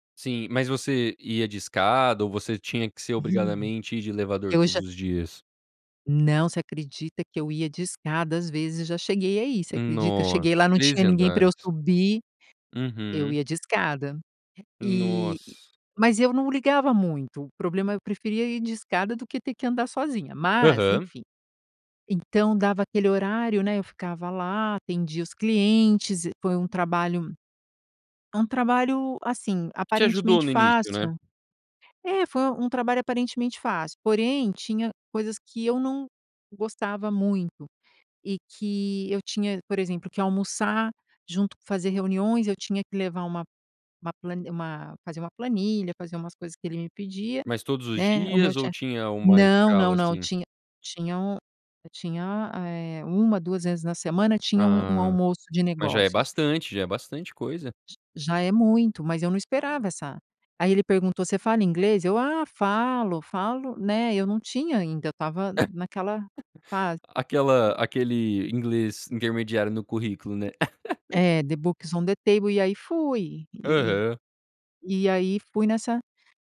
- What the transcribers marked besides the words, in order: unintelligible speech; tapping; other background noise; laugh; in English: "the book is on the table"; laugh
- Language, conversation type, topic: Portuguese, podcast, Como foi seu primeiro emprego e o que você aprendeu nele?